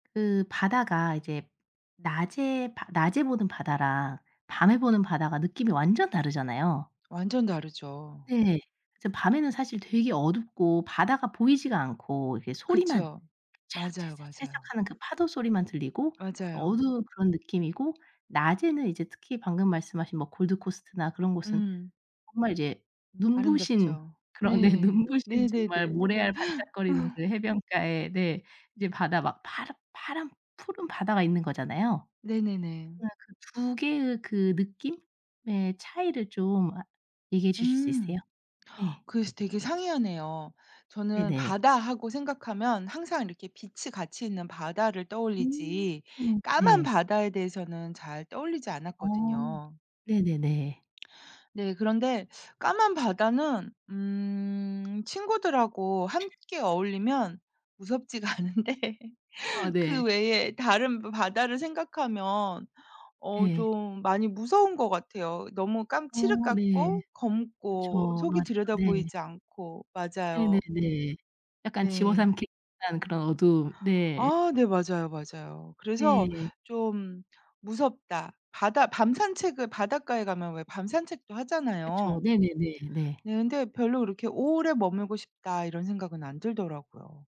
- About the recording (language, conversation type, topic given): Korean, podcast, 바다를 마주했을 때 어떤 감정이 드나요?
- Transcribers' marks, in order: tapping; laughing while speaking: "그런 네 눈부신"; gasp; other background noise; laughing while speaking: "무섭지가 않은데"